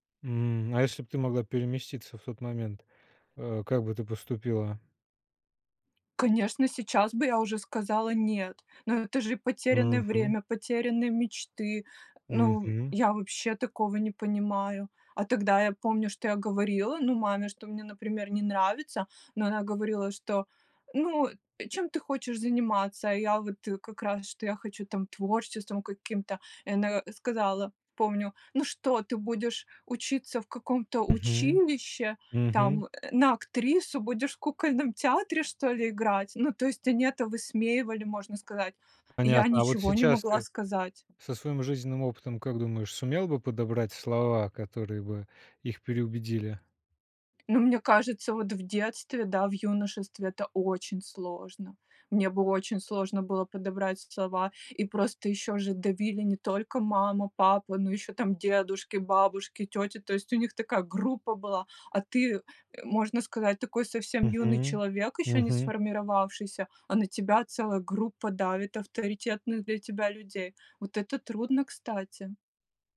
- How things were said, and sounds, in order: tapping; stressed: "очень"
- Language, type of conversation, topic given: Russian, podcast, Что делать, когда семейные ожидания расходятся с вашими мечтами?